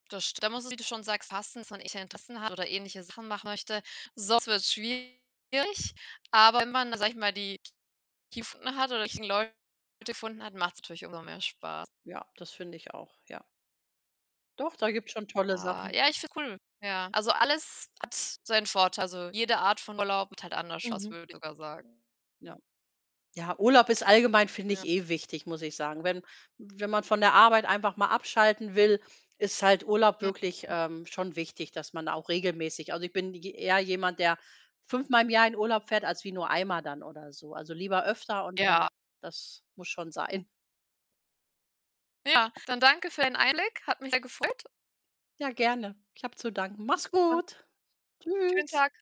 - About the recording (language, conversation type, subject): German, unstructured, Was macht für dich einen perfekten Urlaub aus?
- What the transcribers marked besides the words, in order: distorted speech; unintelligible speech; other background noise; unintelligible speech; static